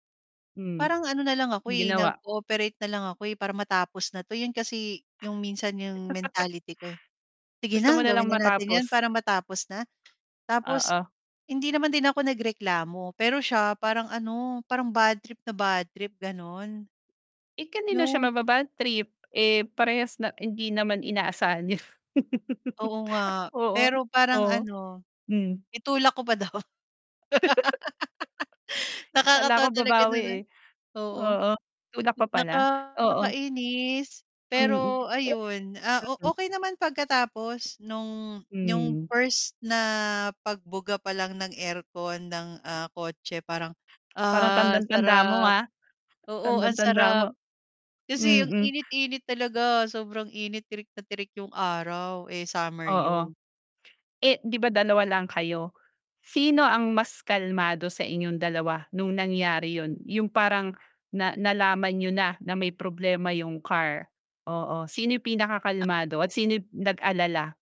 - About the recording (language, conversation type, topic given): Filipino, podcast, Naalala mo ba ang isang nakakatawang aberya sa paglalakbay?
- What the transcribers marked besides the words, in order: laugh; tapping; other background noise; laugh; laugh; distorted speech; static